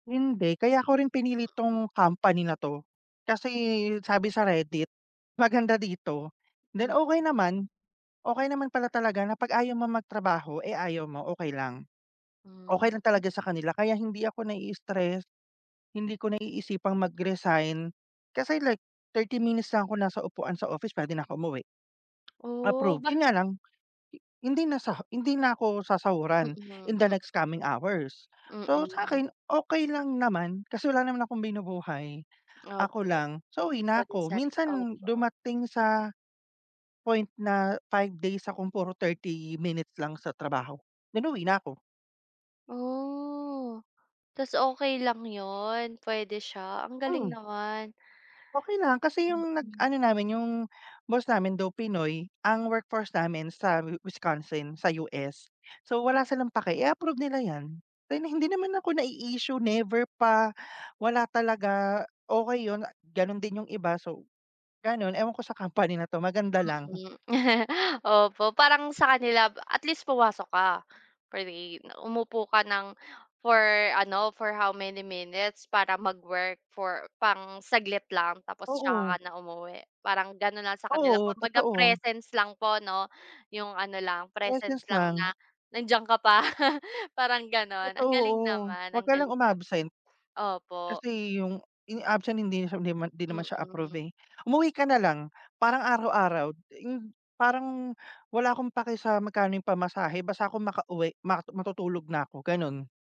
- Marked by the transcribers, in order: other background noise; tapping; chuckle; laughing while speaking: "pa"
- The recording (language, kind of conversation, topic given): Filipino, unstructured, Paano mo hinaharap ang stress sa trabaho o paaralan?